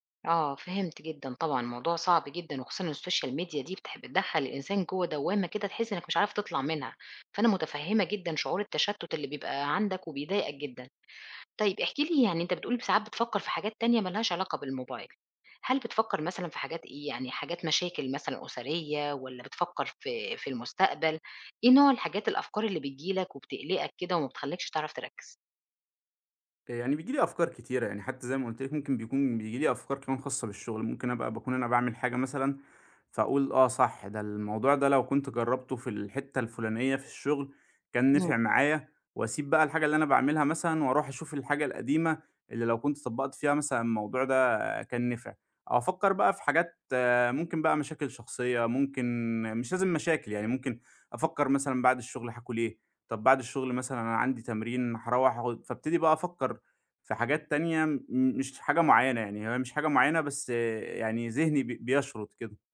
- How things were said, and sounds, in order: in English: "السوشيال ميديا"
- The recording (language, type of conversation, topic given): Arabic, advice, إزاي أتعامل مع أفكار قلق مستمرة بتقطع تركيزي وأنا بكتب أو ببرمج؟